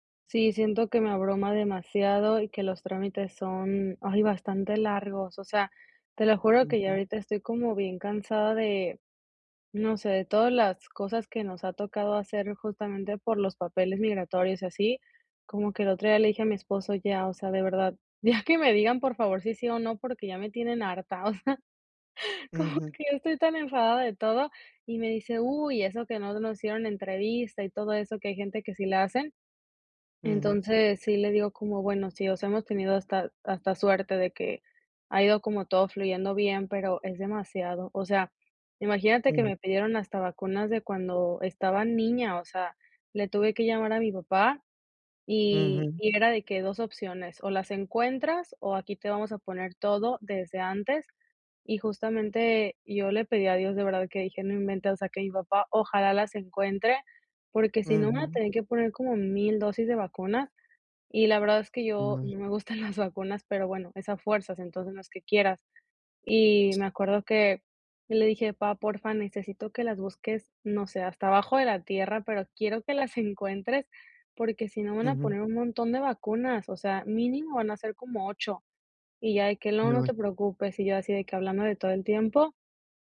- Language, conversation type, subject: Spanish, advice, ¿Cómo puedo recuperar mi resiliencia y mi fuerza después de un cambio inesperado?
- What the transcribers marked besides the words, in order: laughing while speaking: "ya que me"; laugh; laughing while speaking: "no me gustan"; other noise; unintelligible speech